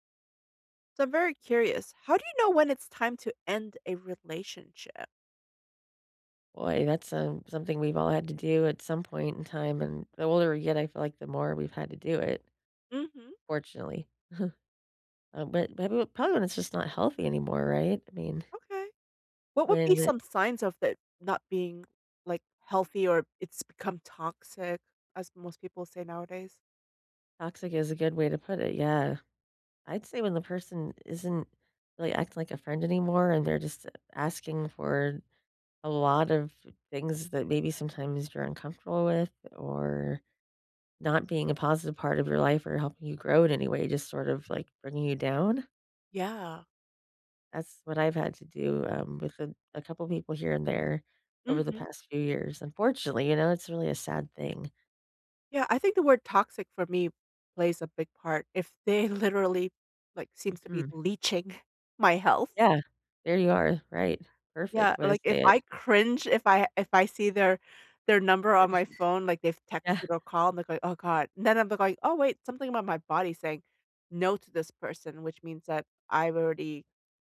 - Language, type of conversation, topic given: English, unstructured, How do I know when it's time to end my relationship?
- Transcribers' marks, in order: chuckle; tapping; laughing while speaking: "literally"; stressed: "leeching"; laugh